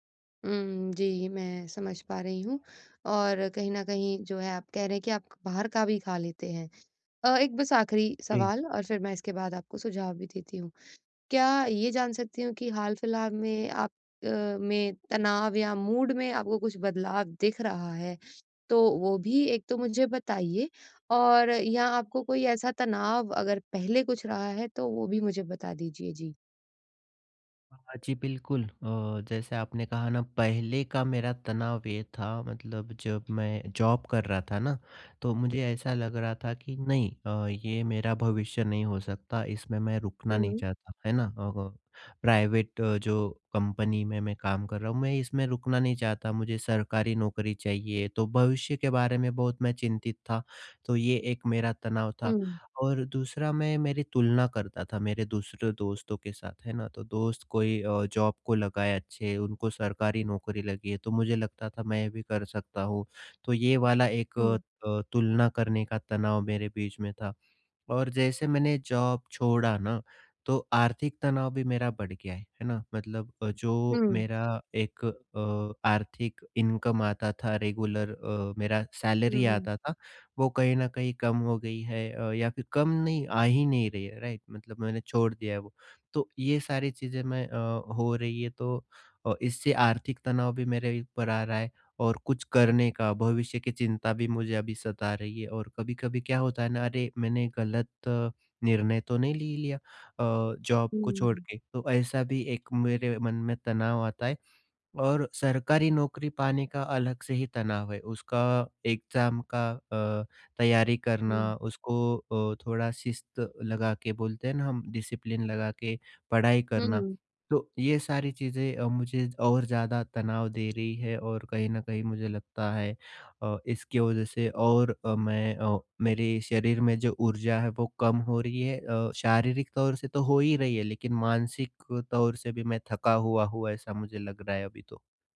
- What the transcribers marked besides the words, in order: tapping; in English: "मूड"; in English: "जॉब"; other noise; in English: "प्राइवेट"; in English: "जॉब"; in English: "जॉब"; in English: "इनकम"; in English: "रेगुलर"; in English: "सैलरी"; in English: "राइट?"; in English: "जॉब"; in English: "एग्ज़ाम"; in English: "डिसिप्लिन"
- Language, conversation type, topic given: Hindi, advice, मैं दिनभर कम ऊर्जा और सुस्ती क्यों महसूस कर रहा/रही हूँ?